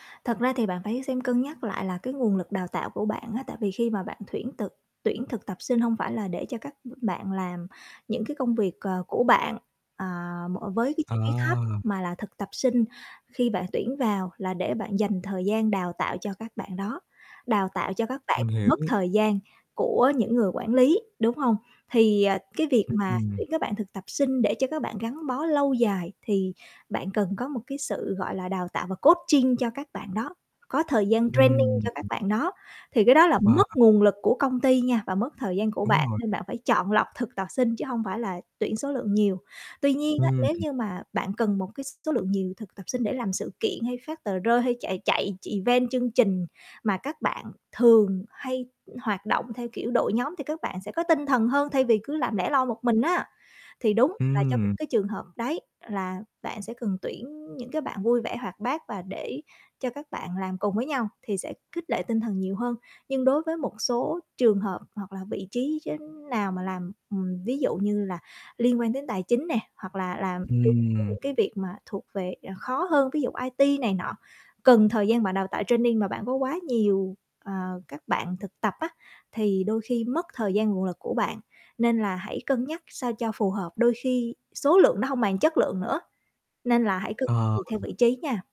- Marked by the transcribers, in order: "tuyển thực" said as "thuyển tực"; distorted speech; other background noise; in English: "coaching"; in English: "training"; tapping; in English: "event"; static; in English: "training"
- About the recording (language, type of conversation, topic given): Vietnamese, advice, Bạn đang gặp những khó khăn gì trong việc tuyển dụng và giữ chân nhân viên phù hợp?